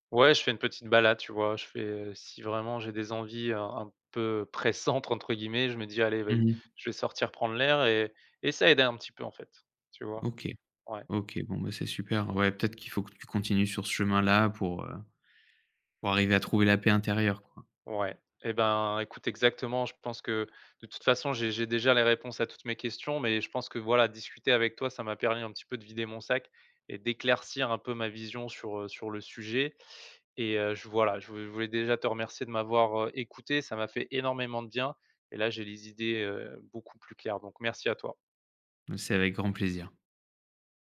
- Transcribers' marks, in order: none
- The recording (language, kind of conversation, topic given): French, advice, Pourquoi est-il si difficile de couper les ponts sur les réseaux sociaux ?